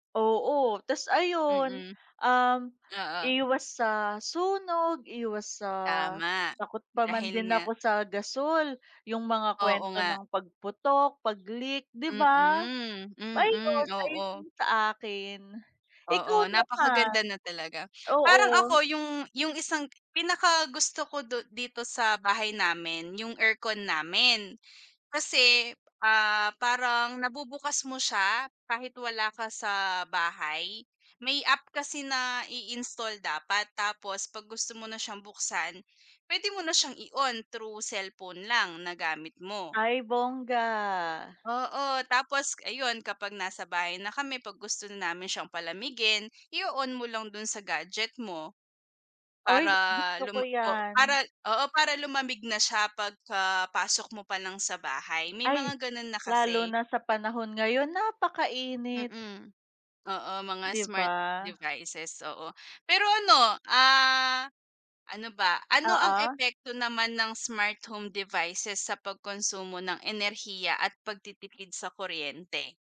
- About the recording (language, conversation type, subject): Filipino, unstructured, Ano ang mga benepisyo ng pagkakaroon ng mga kagamitang pampatalino ng bahay sa iyong tahanan?
- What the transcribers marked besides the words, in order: tapping; other background noise; in English: "smart home devices"